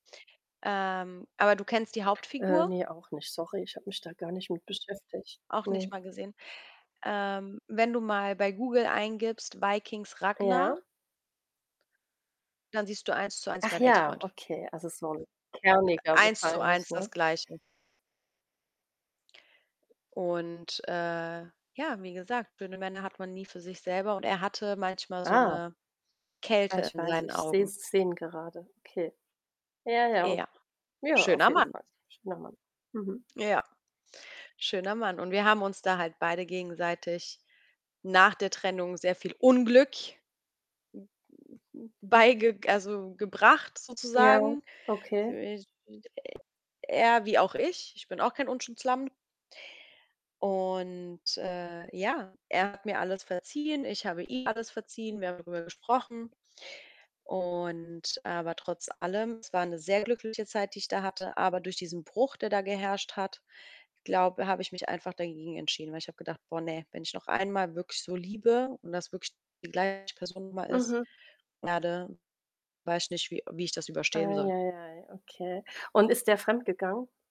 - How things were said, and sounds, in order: static; tapping; distorted speech; stressed: "Unglück"; other noise; unintelligible speech; drawn out: "Und"; unintelligible speech; unintelligible speech
- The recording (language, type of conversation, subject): German, unstructured, Was bedeutet Glück für dich persönlich?